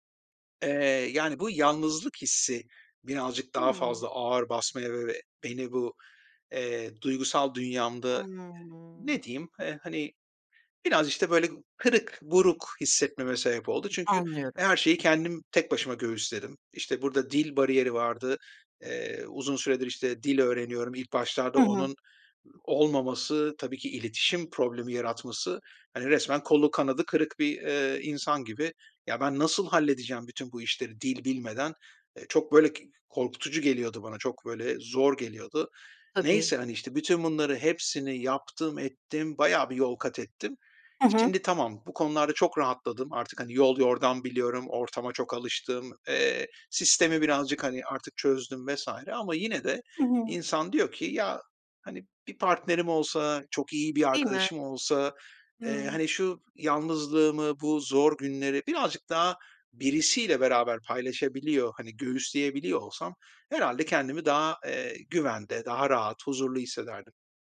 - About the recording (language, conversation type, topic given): Turkish, advice, Eşim zor bir dönemden geçiyor; ona duygusal olarak nasıl destek olabilirim?
- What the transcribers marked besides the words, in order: other background noise; drawn out: "Hımm"; other noise; tapping